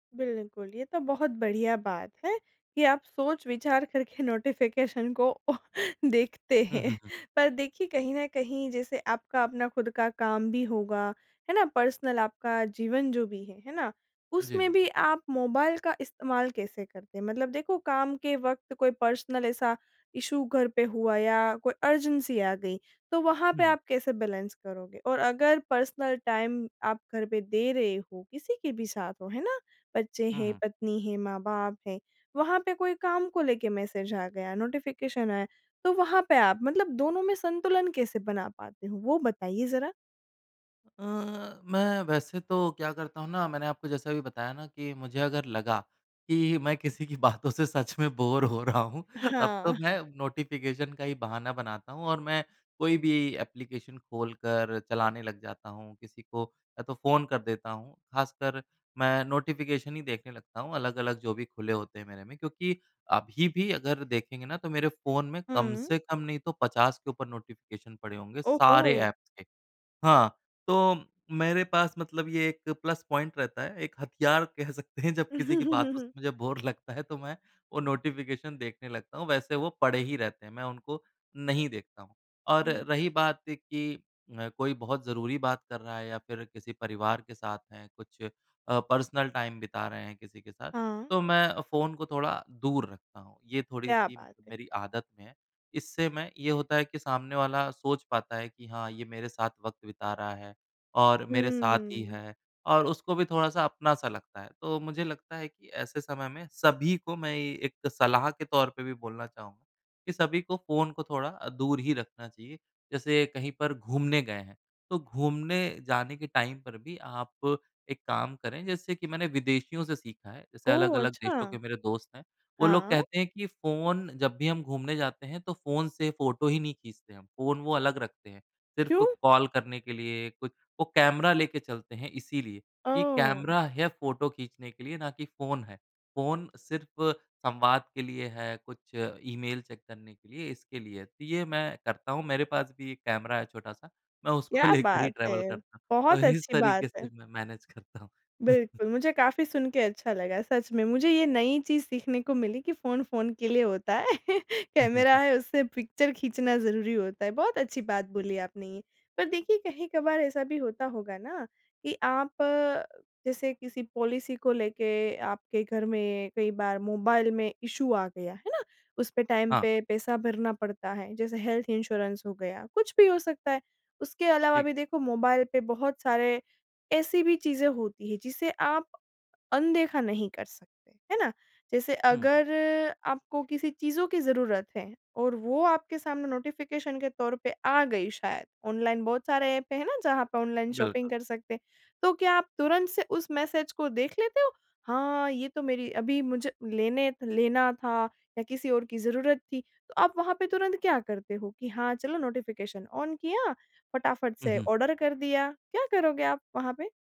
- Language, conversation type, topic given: Hindi, podcast, नोटिफ़िकेशन से निपटने का आपका तरीका क्या है?
- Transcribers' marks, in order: in English: "नोटिफिकेशन"; laughing while speaking: "ओ देखते हैं"; in English: "पर्सनल"; unintelligible speech; in English: "पर्सनल"; in English: "इशू"; in English: "अर्जेंसी"; in English: "बैलेंस"; in English: "पर्सनल टाइम"; in English: "मैसेज"; in English: "नोटिफिकेशन"; laughing while speaking: "बातों से सच में बोर हो रहा हूँ"; in English: "नोटिफिकेशन"; in English: "एप्लीकेशन"; in English: "नोटिफिकेशन"; in English: "नोटिफिकेशन"; in English: "ऐप्स"; in English: "प्लस पॉइंट"; laughing while speaking: "सकते हैं"; giggle; in English: "बोर"; in English: "नोटिफिकेशन"; in English: "पर्सनल टाइम"; in English: "टाइम"; in English: "चेक"; laughing while speaking: "लेकर"; in English: "ट्रैवल"; laughing while speaking: "तो इस तरीके से मैं मैनेज करता हूँ"; in English: "मैनेज"; chuckle; chuckle; in English: "पिक्चर"; in English: "पॉलिसी"; in English: "इश्यू"; in English: "टाइम"; in English: "हेल्थ इंश्योरेंस"; in English: "नोटिफिकेशन"; in English: "ऑनलाइन शॉपिंग"; in English: "मैसेज"; in English: "नोटिफिकेशन ऑन"; in English: "ऑर्डर"